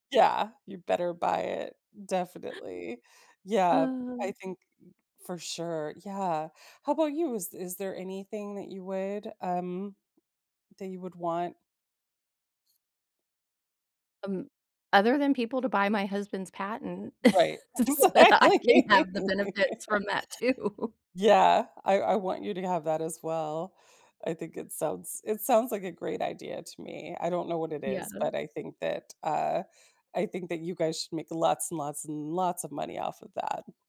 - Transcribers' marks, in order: other background noise; chuckle; laughing while speaking: "so that I can have the benefits from that too"; laughing while speaking: "Exactly"; laugh
- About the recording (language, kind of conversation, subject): English, unstructured, How can I build confidence to ask for what I want?